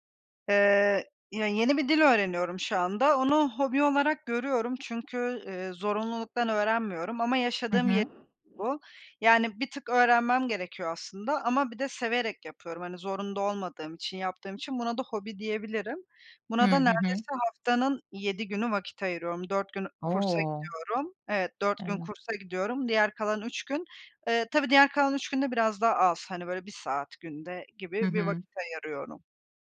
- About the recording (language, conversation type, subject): Turkish, podcast, Hobiler kişisel tatmini ne ölçüde etkiler?
- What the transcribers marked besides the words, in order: tapping